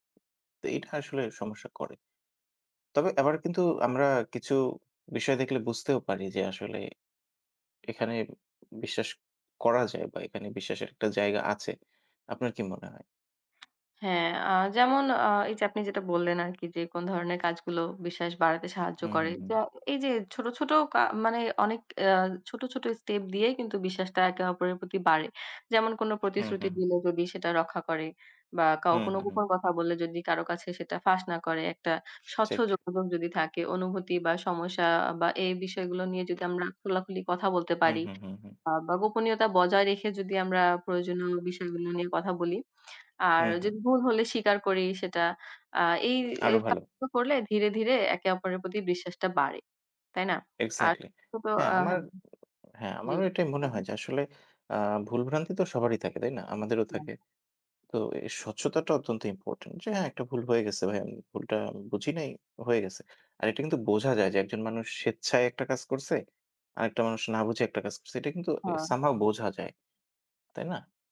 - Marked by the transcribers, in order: other background noise; tapping
- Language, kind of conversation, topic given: Bengali, unstructured, সম্পর্কে বিশ্বাস কেন এত গুরুত্বপূর্ণ বলে তুমি মনে করো?